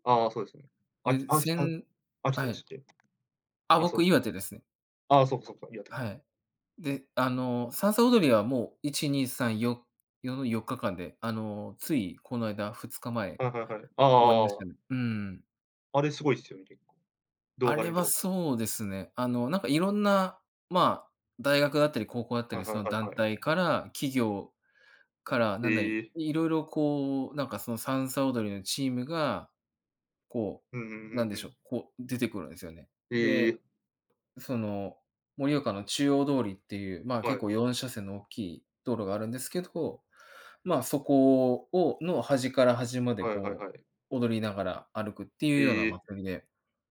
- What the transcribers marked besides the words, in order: other background noise; tapping
- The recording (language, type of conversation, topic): Japanese, unstructured, 地域のおすすめスポットはどこですか？